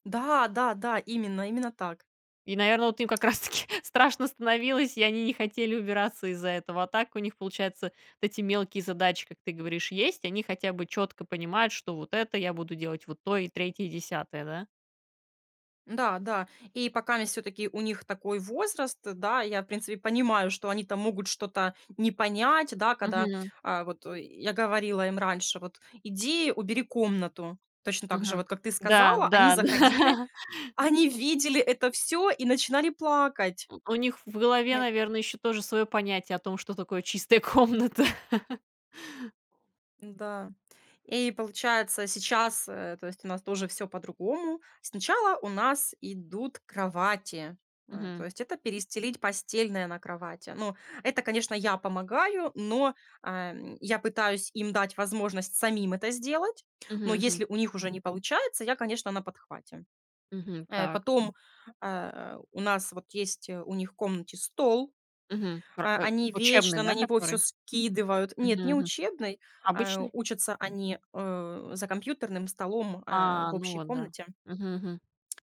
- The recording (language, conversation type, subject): Russian, podcast, Как в вашей семье распределяются домашние обязанности?
- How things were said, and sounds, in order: tapping; laughing while speaking: "как раз таки страшно"; chuckle; other noise; laughing while speaking: "чистая комната"